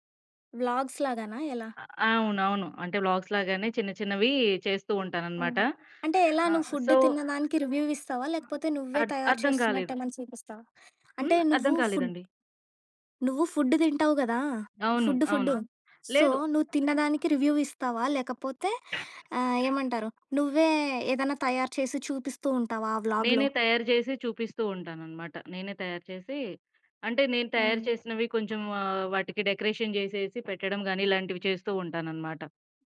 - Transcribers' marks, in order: in English: "వ్లాగ్స్"; other noise; in English: "వ్లాగ్స్"; in English: "ఫుడ్"; in English: "సో"; in English: "రివ్యూ"; in English: "ఫుడ్"; tapping; in English: "ఫుడ్"; in English: "సో"; in English: "రివ్యూ"; door; in English: "వ్లాగ్‌లో?"; in English: "డెకరేషన్"
- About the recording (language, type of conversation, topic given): Telugu, podcast, ఆహారం తింటూ పూర్తి శ్రద్ధగా ఉండటం మీకు ఎలా ఉపయోగపడింది?